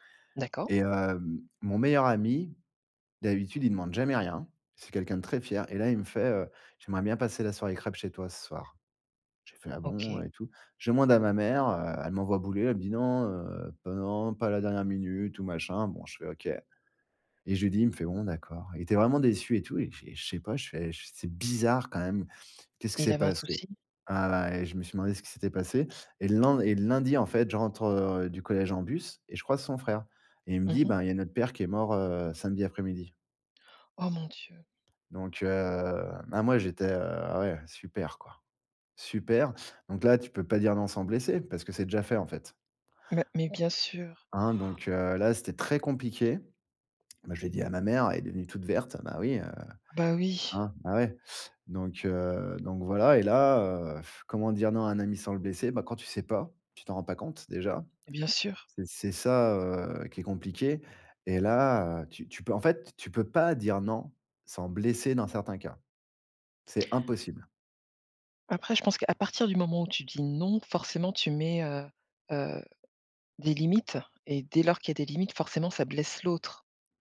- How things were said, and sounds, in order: put-on voice: "Bon, d'accord"; other background noise; surprised: "Oh mon Dieu !"; tapping; inhale; stressed: "très"; blowing
- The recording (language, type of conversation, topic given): French, podcast, Comment dire non à un ami sans le blesser ?